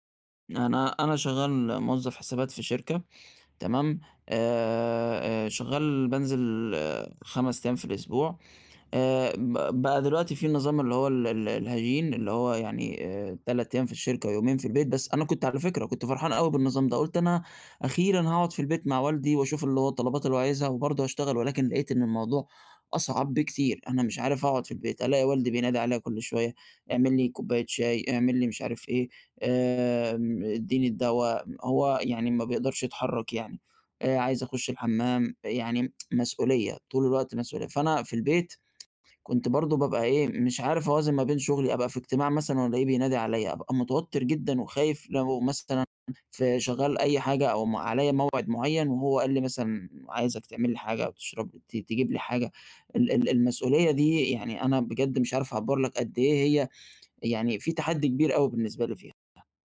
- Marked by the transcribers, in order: tsk; tapping
- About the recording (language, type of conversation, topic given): Arabic, advice, إزاي أوازن بين الشغل ومسؤوليات رعاية أحد والديّ؟